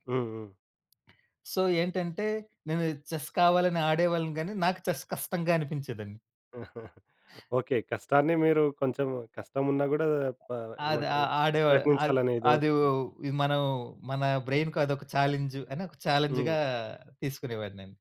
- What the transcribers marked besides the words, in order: in English: "సో"; in English: "చెస్"; in English: "చెస్"; other background noise; chuckle; tapping; in English: "బ్రైన్‌కు"; in English: "ఛాలెంజ్‌గా"
- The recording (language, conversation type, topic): Telugu, podcast, ఒక అభిరుచిని మీరు ఎలా ప్రారంభించారో చెప్పగలరా?